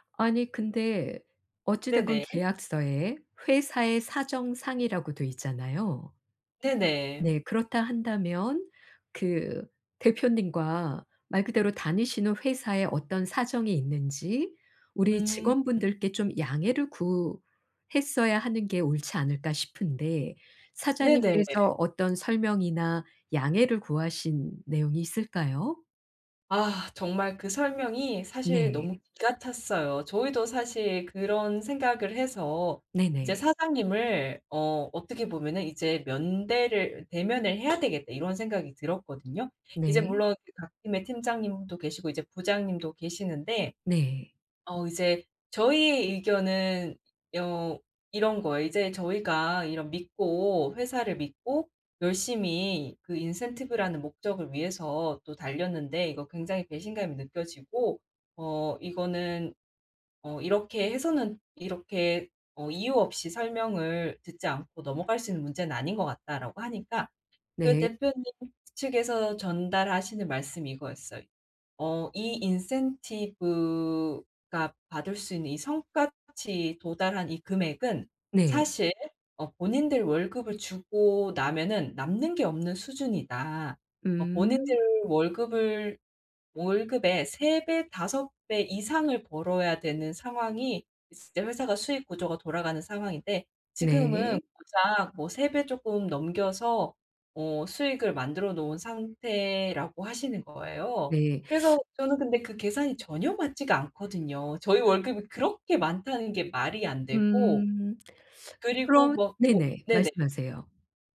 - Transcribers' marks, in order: other background noise; tapping; teeth sucking; teeth sucking
- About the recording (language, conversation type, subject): Korean, advice, 직장에서 관행처럼 굳어진 불공정한 처우에 실무적으로 안전하게 어떻게 대응해야 할까요?